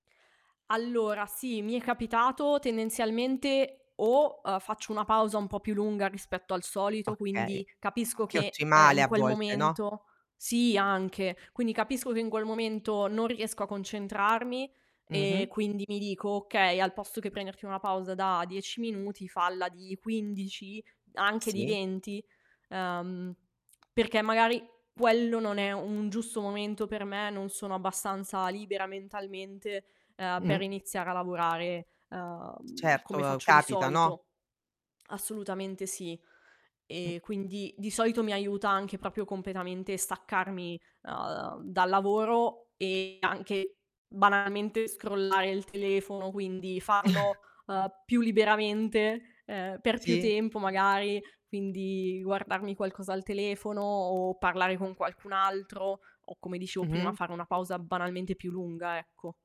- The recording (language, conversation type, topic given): Italian, podcast, Preferisci lavorare al bar con un caffè o in uno studio silenzioso?
- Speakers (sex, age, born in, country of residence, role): female, 30-34, Italy, Italy, guest; female, 45-49, Italy, Italy, host
- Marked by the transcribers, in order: distorted speech; static; other background noise; "proprio" said as "propio"; chuckle; tapping